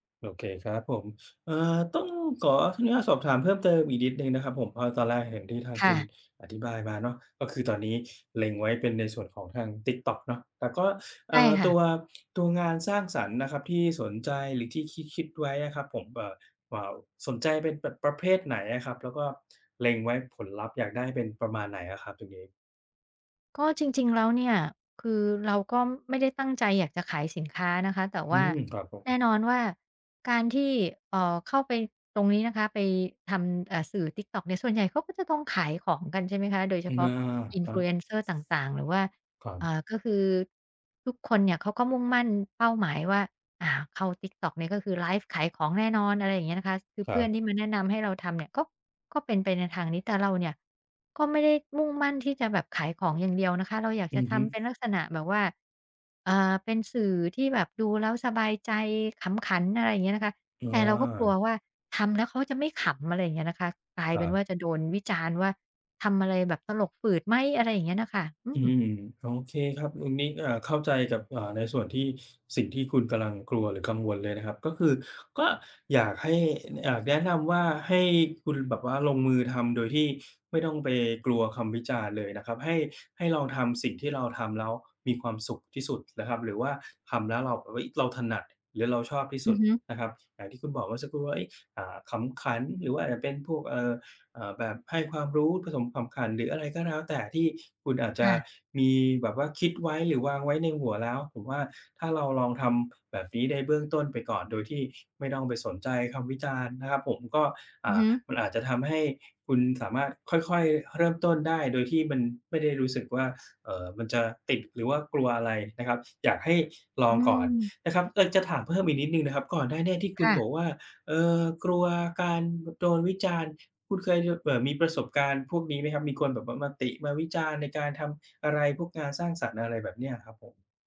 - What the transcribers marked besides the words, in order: tapping; other background noise
- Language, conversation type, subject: Thai, advice, อยากทำงานสร้างสรรค์แต่กลัวถูกวิจารณ์